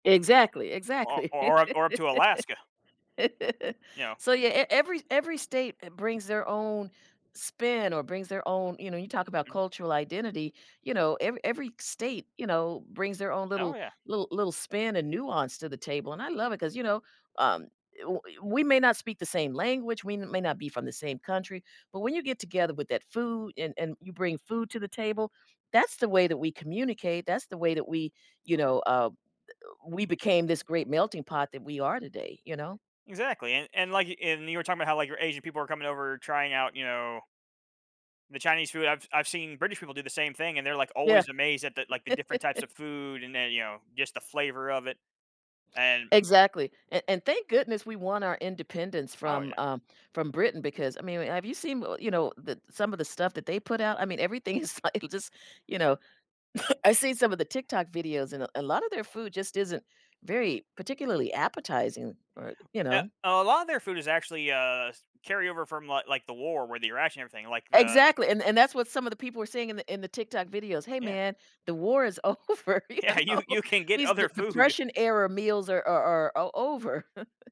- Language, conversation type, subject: English, unstructured, How does sharing and preparing food shape our sense of belonging and community?
- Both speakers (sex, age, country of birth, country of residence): female, 60-64, United States, United States; male, 40-44, United States, United States
- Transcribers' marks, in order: laugh; unintelligible speech; other noise; laugh; laughing while speaking: "like, just"; cough; laughing while speaking: "Yeah, you you can get other food"; laughing while speaking: "over, you know"; chuckle